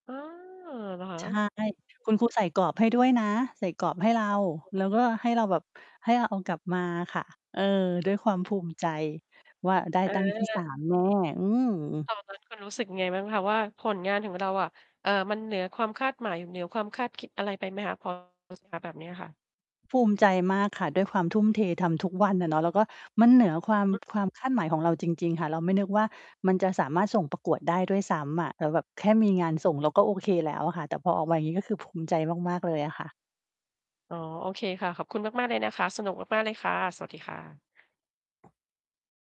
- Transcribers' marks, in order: distorted speech; mechanical hum; unintelligible speech; unintelligible speech; unintelligible speech; tapping
- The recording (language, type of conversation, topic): Thai, podcast, คุณชอบทำงานฝีมือแบบไหนที่ทำแล้วรู้สึกภูมิใจที่สุด?